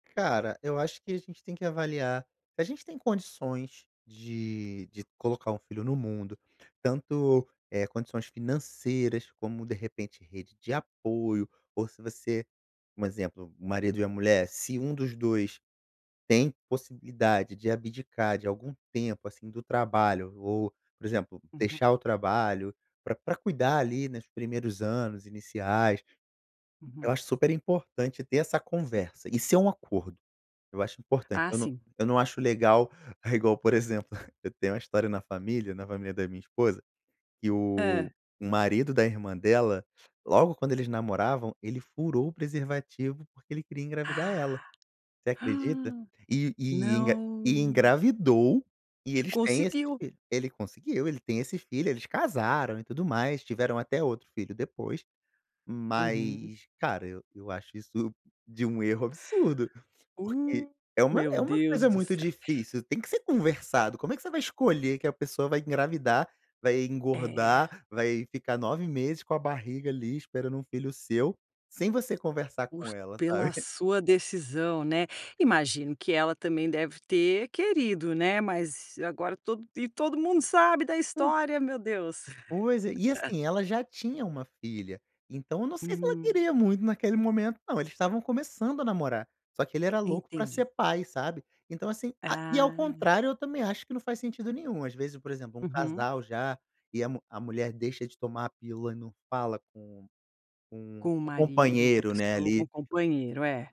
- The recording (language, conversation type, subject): Portuguese, podcast, Como você decide se quer ter filhos ou não?
- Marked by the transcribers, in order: tapping; chuckle; chuckle